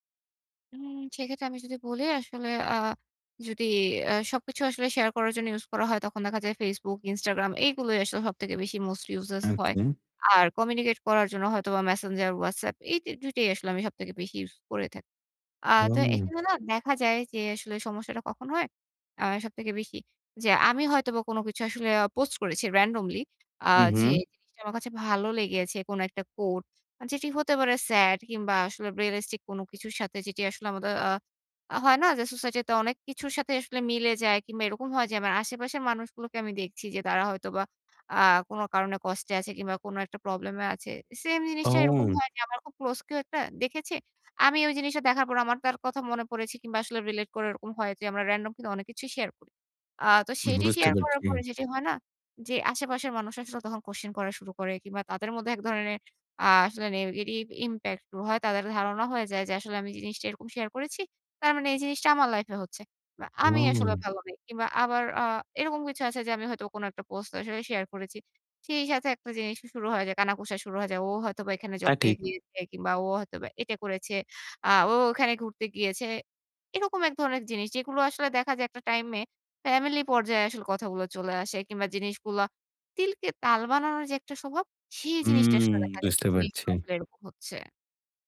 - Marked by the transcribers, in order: in English: "quote"; in English: "negative impact"; tapping
- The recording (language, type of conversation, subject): Bengali, advice, সামাজিক মাধ্যমে নিখুঁত জীবন দেখানোর ক্রমবর্ধমান চাপ